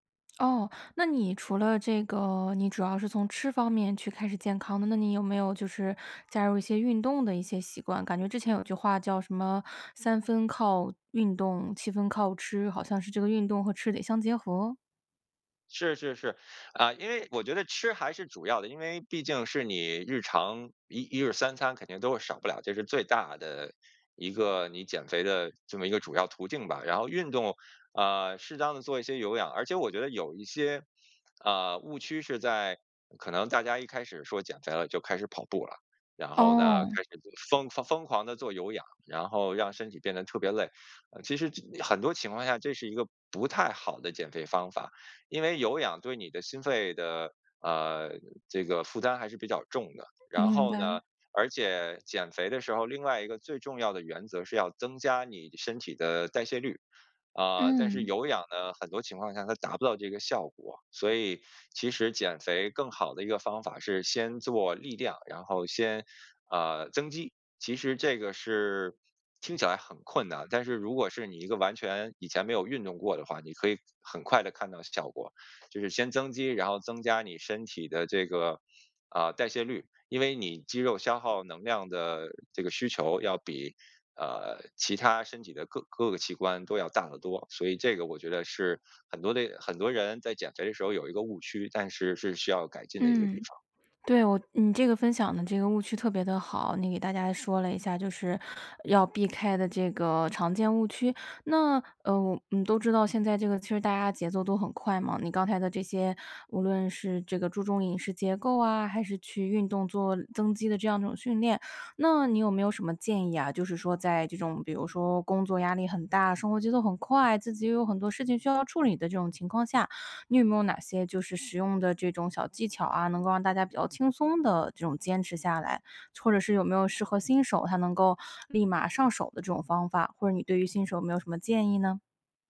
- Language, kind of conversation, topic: Chinese, podcast, 平常怎么开始一段新的健康习惯？
- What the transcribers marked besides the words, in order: none